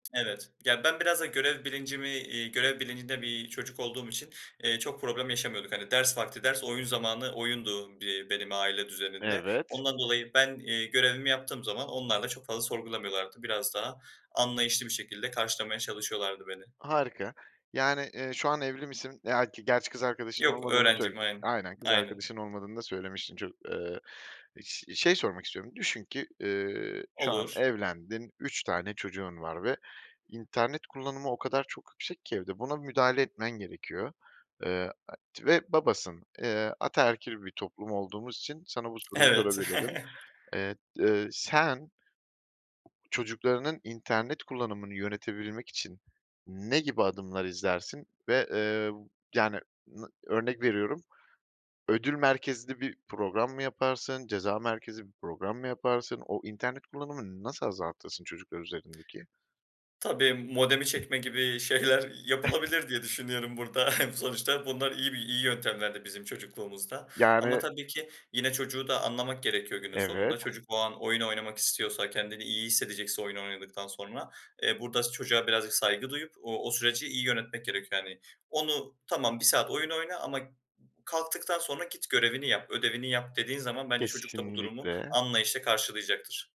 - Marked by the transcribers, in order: tapping; other background noise; chuckle; laughing while speaking: "şeyler yapılabilir diye düşünüyorum burada. Sonuçta bunlar iyi bi iyi yöntemlerdi"; chuckle
- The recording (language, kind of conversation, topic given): Turkish, podcast, İnternetten uzak durmak için hangi pratik önerilerin var?